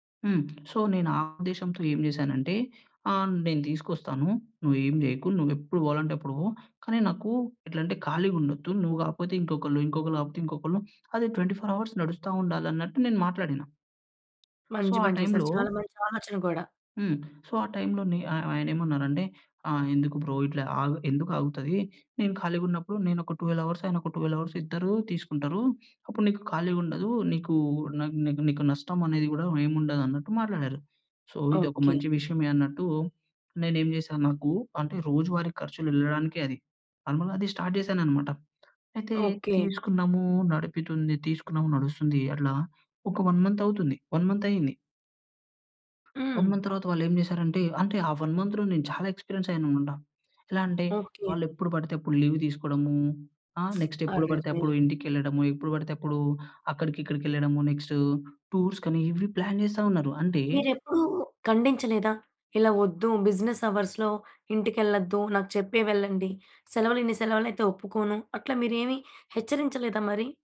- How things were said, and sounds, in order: in English: "సో"; other background noise; in English: "ట్వెంటీ ఫోర్ అవర్స్"; tapping; in English: "సో"; in English: "సో"; in English: "బ్రో"; in English: "సో"; in English: "నార్మల్‌గా"; in English: "స్టార్ట్"; "నడుపుతుంది" said as "నడిపితుంది"; in English: "వన్"; in English: "వన్"; in English: "వన్ మంత్"; in English: "వన్ మంత్‌లో"; in English: "ఎక్స్‌పిరియన్స్"; in English: "లీవ్"; other noise; in English: "నెక్స్ట్"; in English: "ప్లాన్"; in English: "బిజినెస్ అవర్స్‌లో"
- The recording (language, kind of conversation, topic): Telugu, podcast, పడి పోయిన తర్వాత మళ్లీ లేచి నిలబడేందుకు మీ రహసం ఏమిటి?